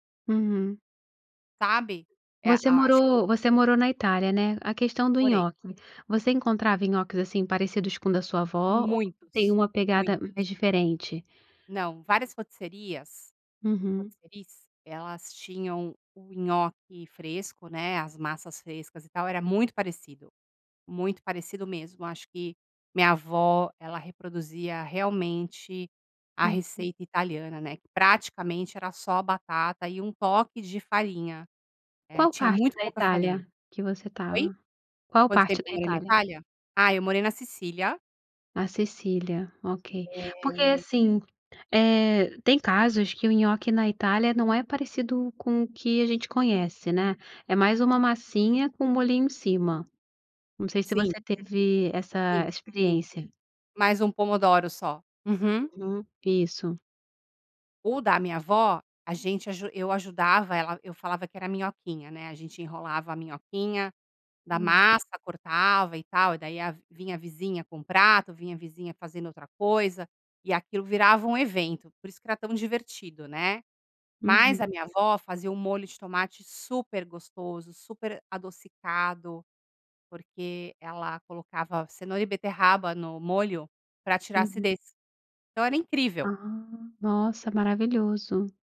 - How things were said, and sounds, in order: in French: "rotisseris"; "rôtisseries" said as "rotisseris"
- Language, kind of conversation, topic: Portuguese, podcast, Qual é uma comida tradicional que reúne a sua família?